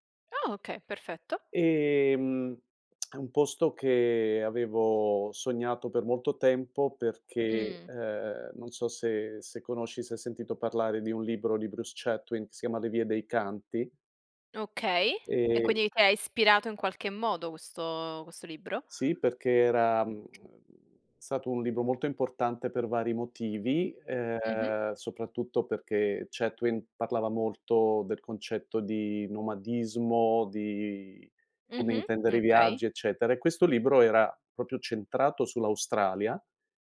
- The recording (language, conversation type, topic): Italian, podcast, Qual è un tuo ricordo legato a un pasto speciale?
- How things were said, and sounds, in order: "okay" said as "occhè"; other background noise; tsk; tapping; "stato" said as "sato"; "proprio" said as "propio"